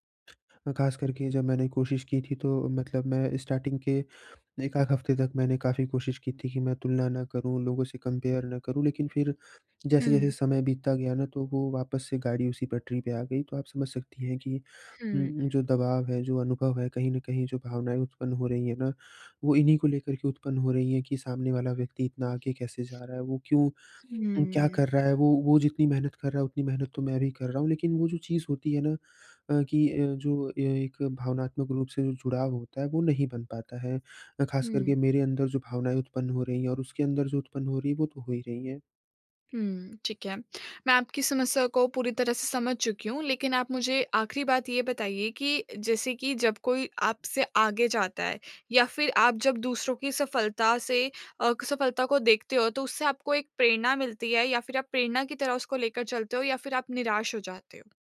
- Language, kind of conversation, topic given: Hindi, advice, मैं दूसरों से अपनी तुलना कम करके अधिक संतोष कैसे पा सकता/सकती हूँ?
- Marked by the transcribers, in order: in English: "स्टार्टिंग"; in English: "कंपेयर"